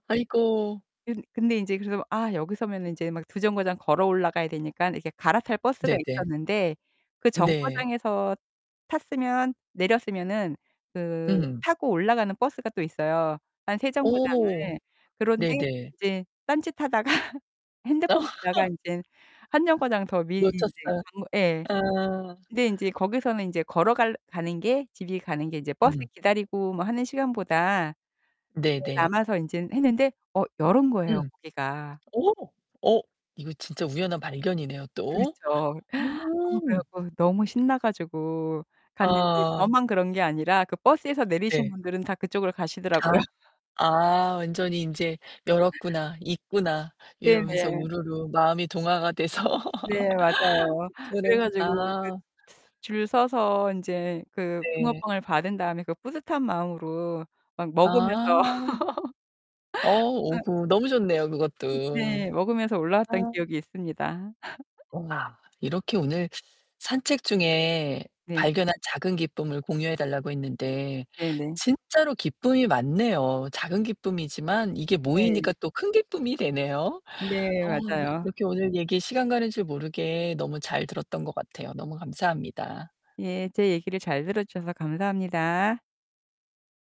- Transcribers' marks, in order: distorted speech; other background noise; laughing while speaking: "딴짓하다가"; laugh; laughing while speaking: "가시더라고요"; laughing while speaking: "돼서"; laugh; unintelligible speech; laugh; laugh
- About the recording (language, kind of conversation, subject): Korean, podcast, 산책하다가 발견한 작은 기쁨을 함께 나눠주실래요?